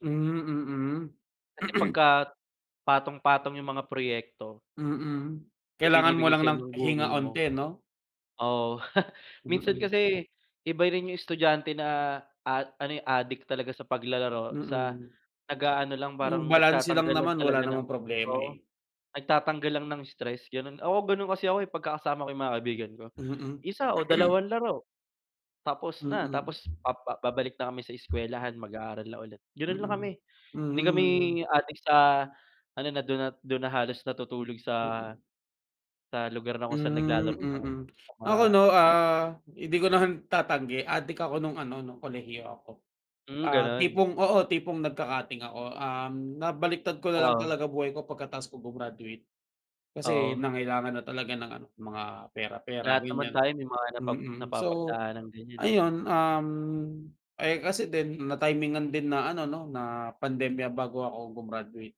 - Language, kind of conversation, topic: Filipino, unstructured, Ano ang ginagawa mo kapag sobra ang stress na nararamdaman mo?
- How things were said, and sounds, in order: throat clearing; other background noise; wind; scoff; tapping; throat clearing; other noise